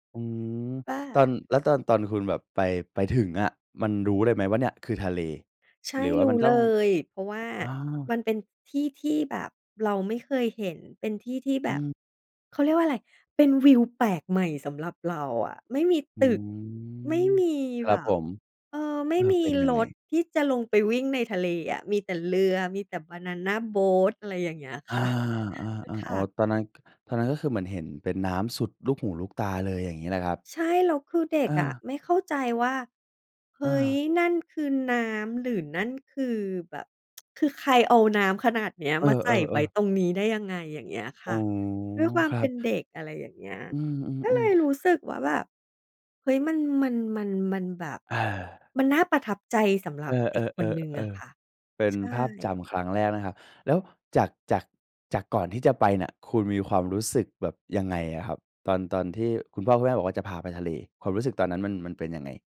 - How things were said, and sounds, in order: other background noise; drawn out: "อืม"; laughing while speaking: "ค่ะ"; chuckle; tsk
- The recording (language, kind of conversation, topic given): Thai, podcast, ท้องทะเลที่เห็นครั้งแรกส่งผลต่อคุณอย่างไร?